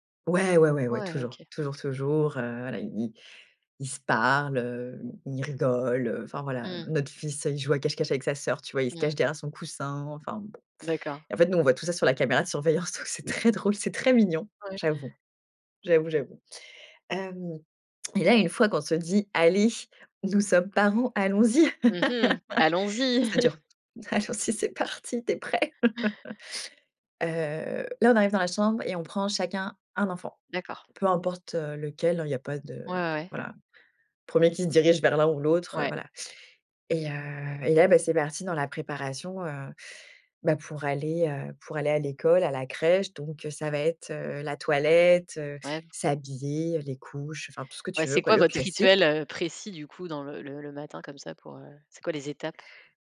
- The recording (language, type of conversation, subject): French, podcast, Comment vous organisez-vous les matins où tout doit aller vite avant l’école ?
- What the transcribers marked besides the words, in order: other background noise; unintelligible speech; laughing while speaking: "surveillance, donc"; put-on voice: "Allez, nous sommes parents, allons-y"; chuckle; laugh; put-on voice: "Allons-y, c'est parti, tu es prêt"; laughing while speaking: "Allons-y, c'est parti"; laugh; stressed: "précis"